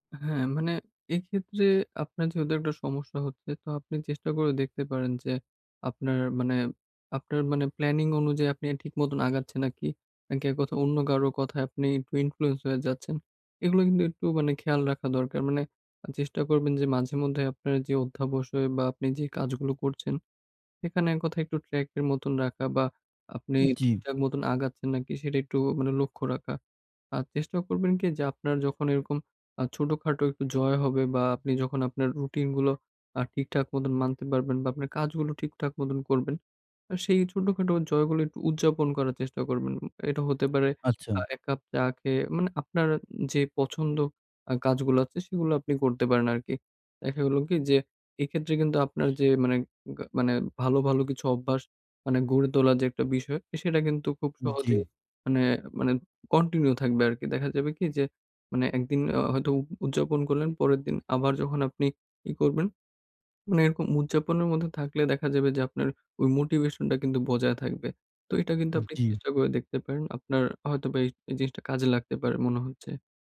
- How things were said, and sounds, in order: other noise; other background noise
- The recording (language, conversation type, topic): Bengali, advice, ব্যায়াম চালিয়ে যেতে কীভাবে আমি ধারাবাহিকভাবে অনুপ্রেরণা ধরে রাখব এবং ধৈর্য গড়ে তুলব?